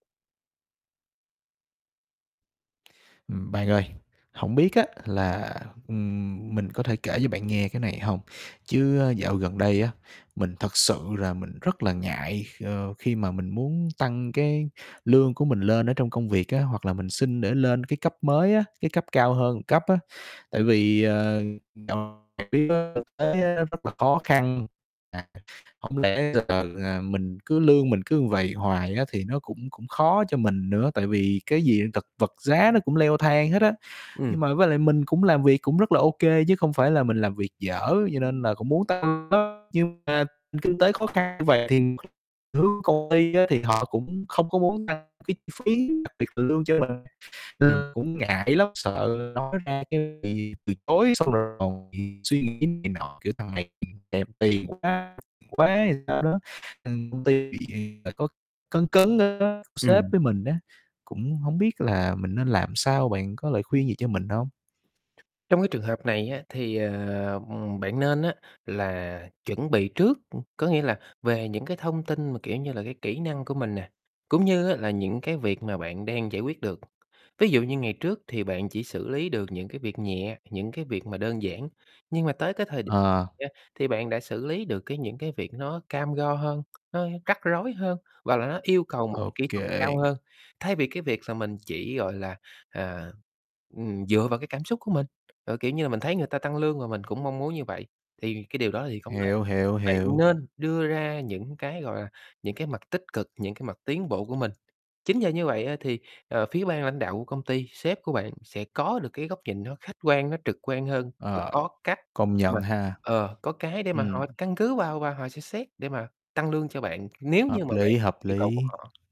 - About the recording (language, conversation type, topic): Vietnamese, advice, Làm thế nào để bạn tự tin đề nghị tăng lương hoặc thăng chức khi sợ bị từ chối?
- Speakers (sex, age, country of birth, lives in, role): male, 25-29, Vietnam, Vietnam, user; male, 30-34, Vietnam, Vietnam, advisor
- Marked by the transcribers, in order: tapping; "một" said as "ừn"; distorted speech; other background noise